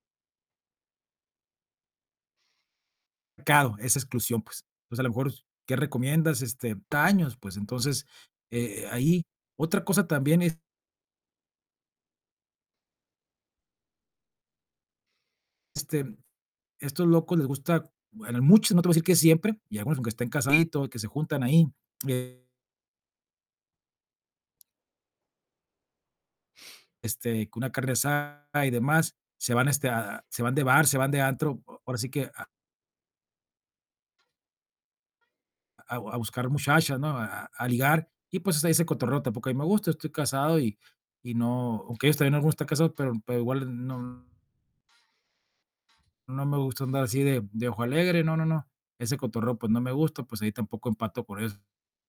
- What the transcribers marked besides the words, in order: static; tapping; unintelligible speech; unintelligible speech; distorted speech; sniff; other background noise
- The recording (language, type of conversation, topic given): Spanish, advice, ¿Cómo te has sentido cuando tus amigos hacen planes sin avisarte y te sientes excluido?